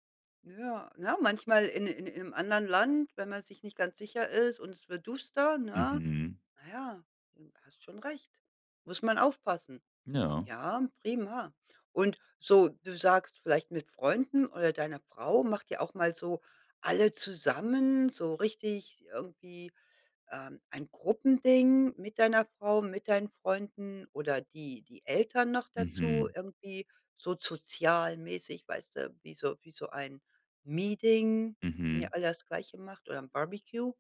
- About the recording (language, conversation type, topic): German, podcast, Was macht für dich einen guten Wochenendtag aus?
- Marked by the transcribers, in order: put-on voice: "Barbecue?"